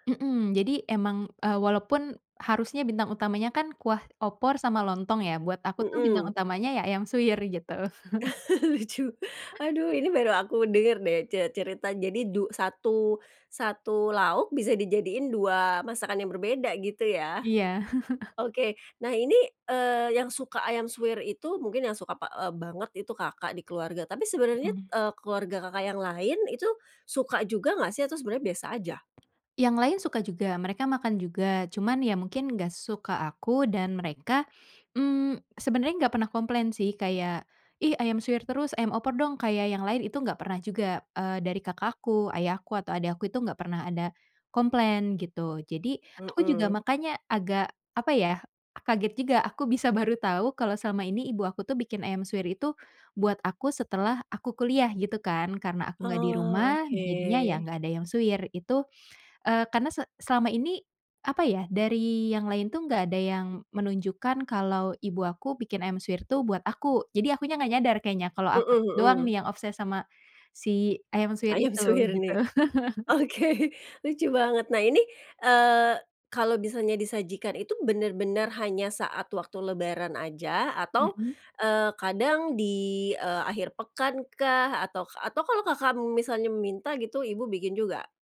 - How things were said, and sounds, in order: chuckle; other background noise; chuckle; in English: "obsess"; laughing while speaking: "Oke"; laugh
- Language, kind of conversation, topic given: Indonesian, podcast, Apa tradisi makanan yang selalu ada di rumahmu saat Lebaran atau Natal?